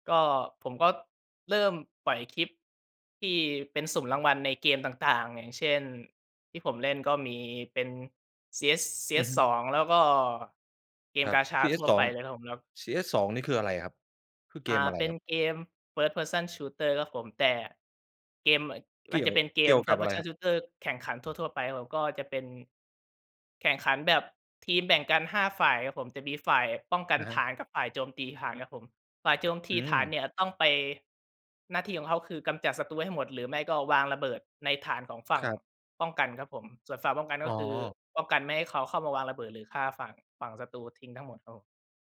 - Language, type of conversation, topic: Thai, podcast, การใช้สื่อสังคมออนไลน์มีผลต่อวิธีสร้างผลงานของคุณไหม?
- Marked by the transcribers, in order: other background noise; in English: "first person shooter"; in English: "first person shooter"; "โจมตี" said as "โจมที"